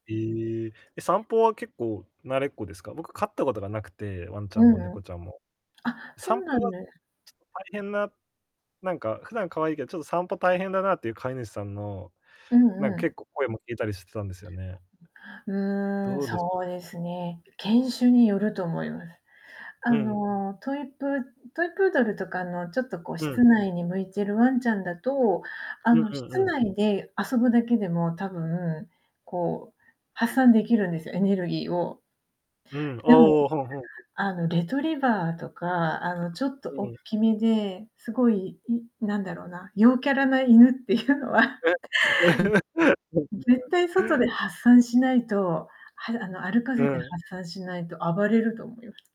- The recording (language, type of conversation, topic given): Japanese, unstructured, 猫と犬では、どちらが好きですか？その理由は何ですか？
- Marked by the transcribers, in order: laughing while speaking: "っていうのは"; distorted speech; laugh; unintelligible speech